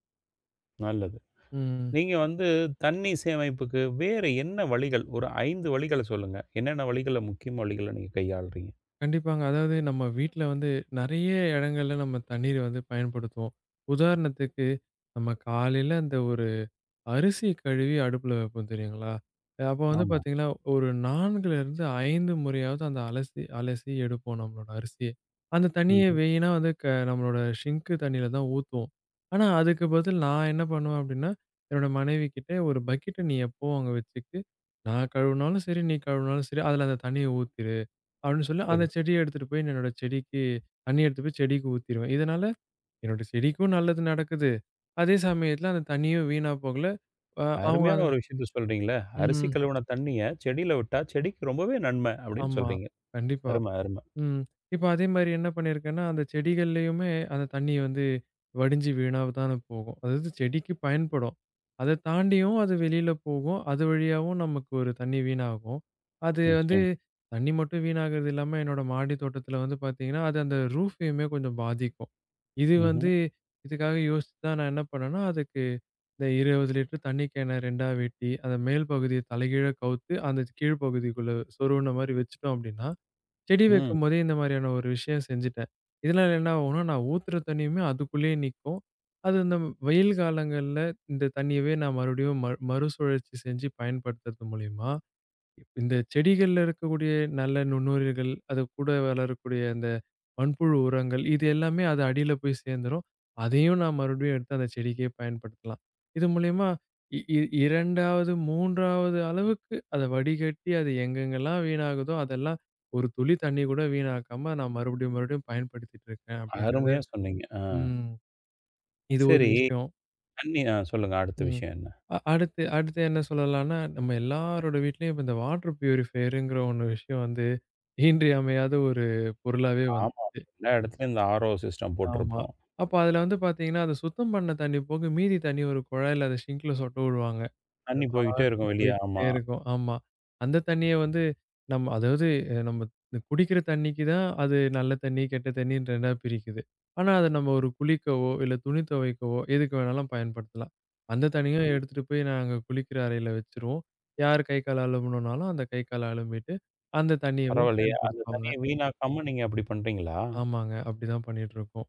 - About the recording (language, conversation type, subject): Tamil, podcast, தண்ணீர் சேமிப்புக்கு எளிய வழிகள் என்ன?
- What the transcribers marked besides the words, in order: other background noise; tapping; in English: "சிங்க்"; in English: "பக்கெட்ட"; in English: "ரூஃபயுமே"; in English: "வாட்டர் ப்யூரிபயர்ங்கிற"; in English: "ஆரோ சிஸ்டம்"; in English: "சிங்கல"